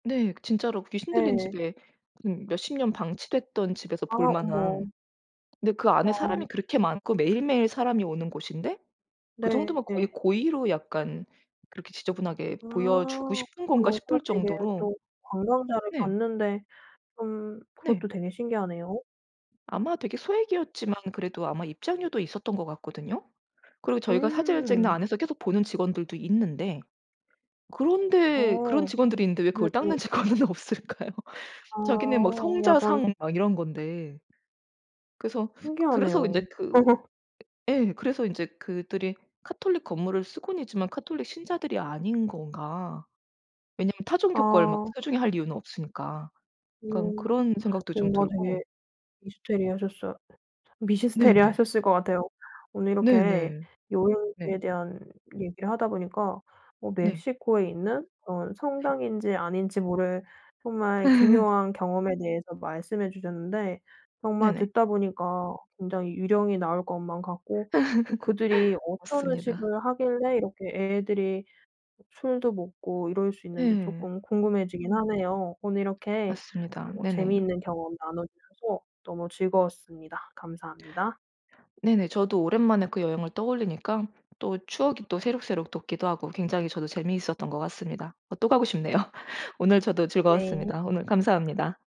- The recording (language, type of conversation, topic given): Korean, podcast, 여행지에서 예상치 못해 놀랐던 문화적 차이는 무엇이었나요?
- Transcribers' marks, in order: tapping; laughing while speaking: "직원은 없을까요?"; laugh; laugh; laugh; other background noise; laugh